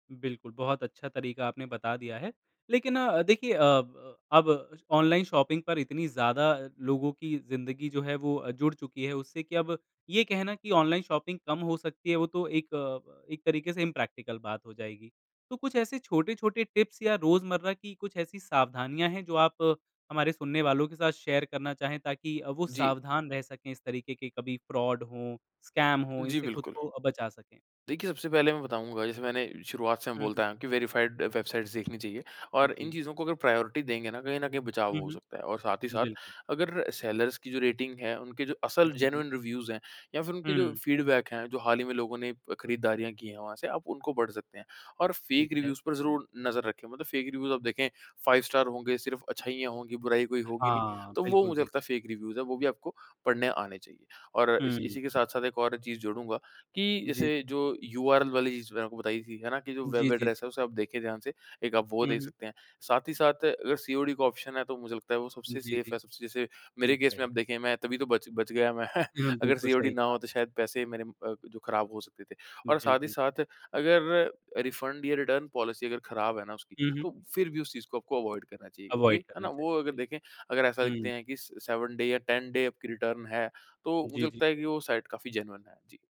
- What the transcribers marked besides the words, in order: in English: "शॉपिंग"; in English: "शॉपिंग"; in English: "इम्प्रेक्टिकल"; in English: "टिप्स"; in English: "शेयर"; in English: "फ्रॉड"; in English: "स्कैम"; in English: "वेरिफाइड वेबसाइट्स"; other background noise; in English: "प्रायोरिटी"; in English: "सेलर्स"; in English: "रेटिंग"; tapping; in English: "जेनुइन रिव्यूज़"; in English: "फीडबैक"; in English: "फेक रिव्यूज़"; in English: "फेक रिव्यूज़"; in English: "फाइव स्टार"; in English: "फेक रिव्यूज़"; in English: "वेब एड्रेस"; in English: "ऑप्शन"; in English: "सेफ"; in English: "केस"; laughing while speaking: "गया मैं"; in English: "सीओडी"; in English: "रिफंड"; in English: "रिटर्न पॉलिसी"; in English: "अवॉइड"; in English: "अवॉइड"; in English: "सेवन डे"; in English: "टेन डे"; in English: "रिटर्न"; in English: "साइट"; in English: "जेनुइन"
- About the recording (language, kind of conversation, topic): Hindi, podcast, ऑनलाइन खरीदारी करते समय धोखाधड़ी से कैसे बचा जा सकता है?